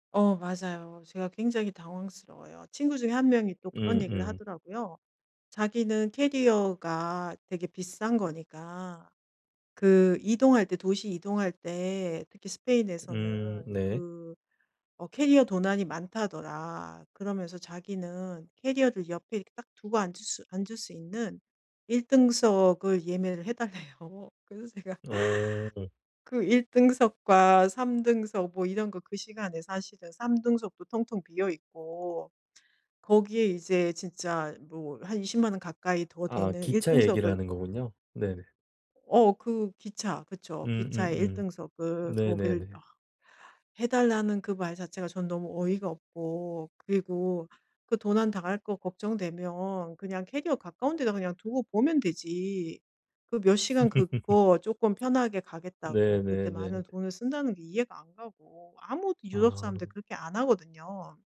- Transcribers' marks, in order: other background noise; laughing while speaking: "해 달래요. 그래서 제가"; tapping; laugh
- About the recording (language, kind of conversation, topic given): Korean, advice, 남들의 소비 압력 앞에서도 내 가치에 맞는 선택을 하려면 어떻게 해야 할까요?